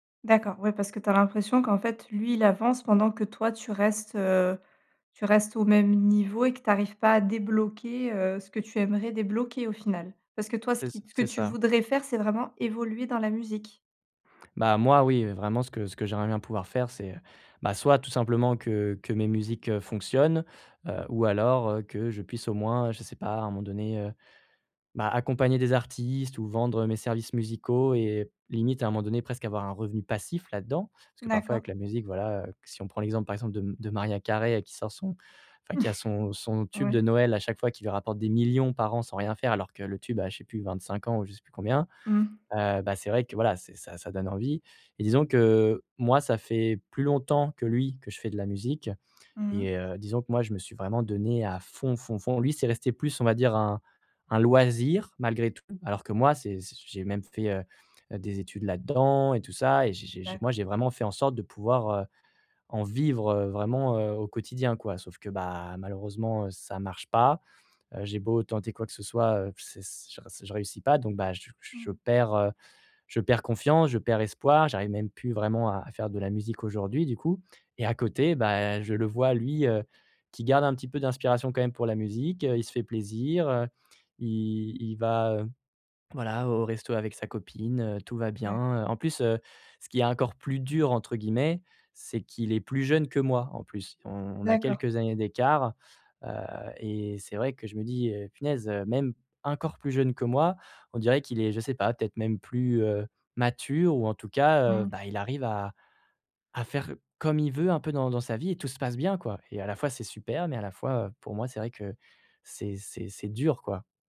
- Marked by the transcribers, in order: other noise
- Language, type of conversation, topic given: French, advice, Comment gères-tu la jalousie que tu ressens face à la réussite ou à la promotion d’un ami ?